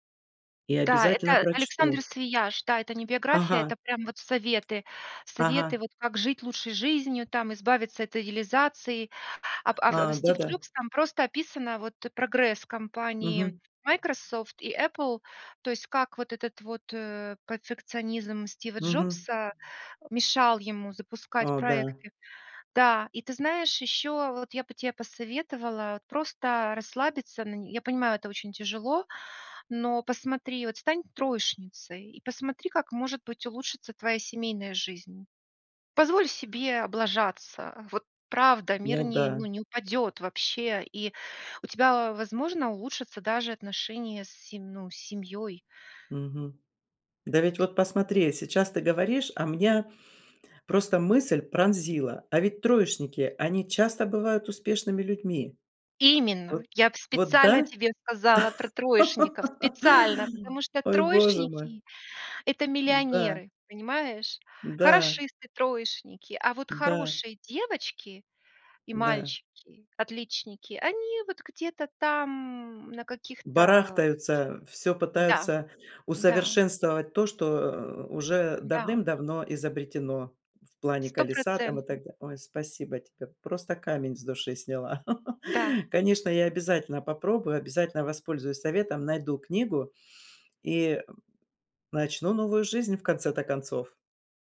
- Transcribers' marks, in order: tapping; "перфекционизм" said as "пацикционизм"; laugh; chuckle
- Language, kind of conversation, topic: Russian, advice, Как мне научиться доверять сотрудникам и делегировать ключевые задачи в стартапе?